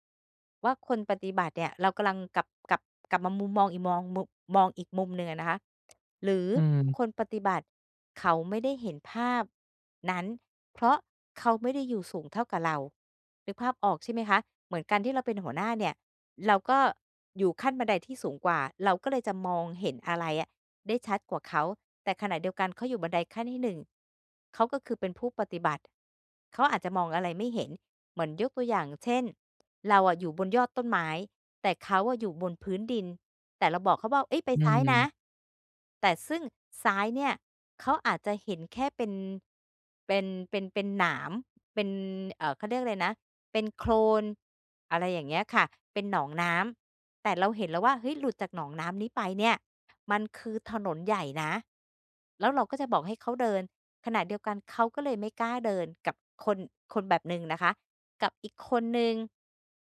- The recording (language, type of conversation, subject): Thai, advice, จะทำอย่างไรให้คนในองค์กรเห็นความสำเร็จและผลงานของฉันมากขึ้น?
- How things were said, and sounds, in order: tapping